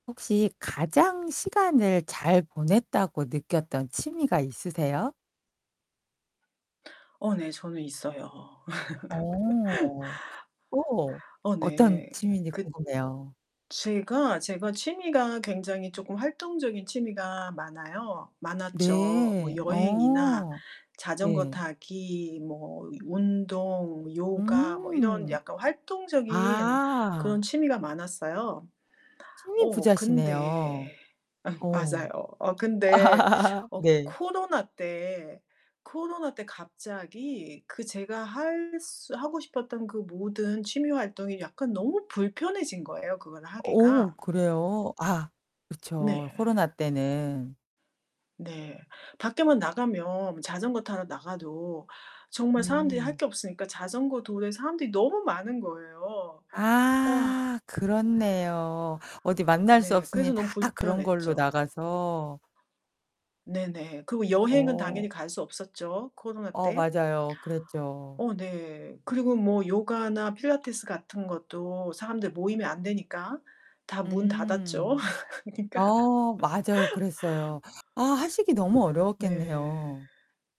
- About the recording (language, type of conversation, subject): Korean, podcast, 가장 시간을 잘 보냈다고 느꼈던 취미는 무엇인가요?
- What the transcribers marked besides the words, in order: other background noise; tapping; laugh; distorted speech; laugh; laugh; laughing while speaking: "그러니까"; laugh